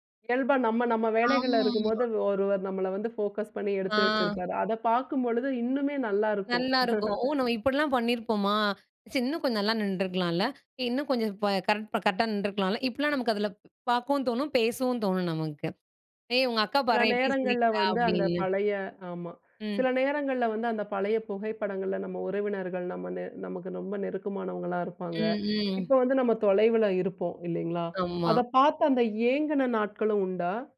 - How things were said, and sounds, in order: other background noise; in English: "போகஸ்"; chuckle
- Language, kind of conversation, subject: Tamil, podcast, பழைய குடும்பப் புகைப்படங்கள் உங்களுக்கு என்ன சொல்லும்?